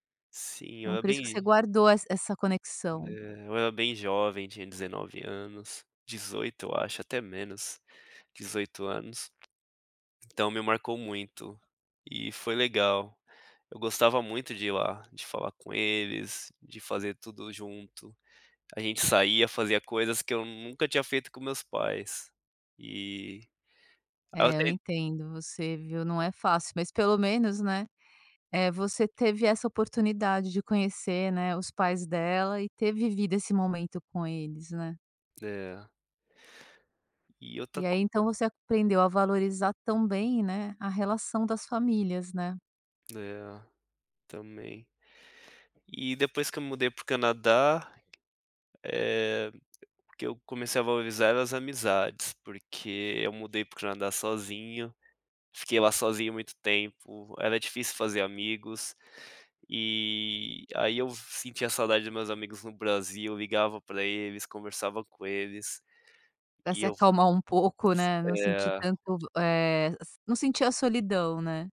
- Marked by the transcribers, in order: tapping
- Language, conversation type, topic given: Portuguese, podcast, Qual foi o momento que te ensinou a valorizar as pequenas coisas?